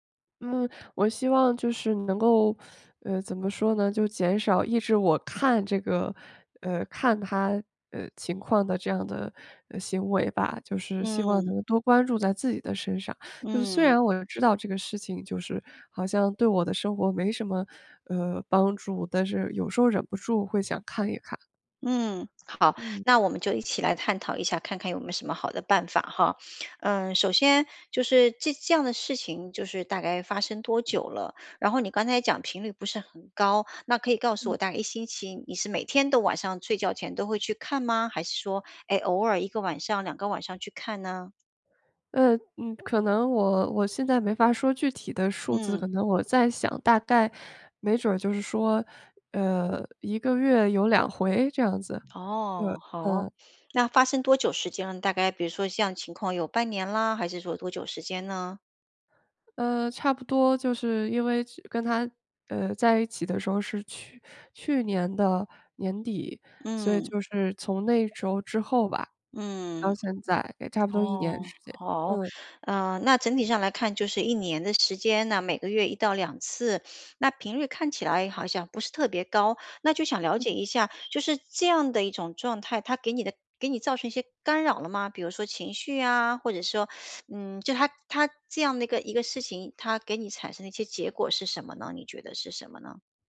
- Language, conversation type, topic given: Chinese, advice, 我为什么总是忍不住去看前任的社交媒体动态？
- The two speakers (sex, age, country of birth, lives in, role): female, 30-34, China, United States, user; female, 50-54, China, United States, advisor
- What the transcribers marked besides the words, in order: teeth sucking; alarm; other background noise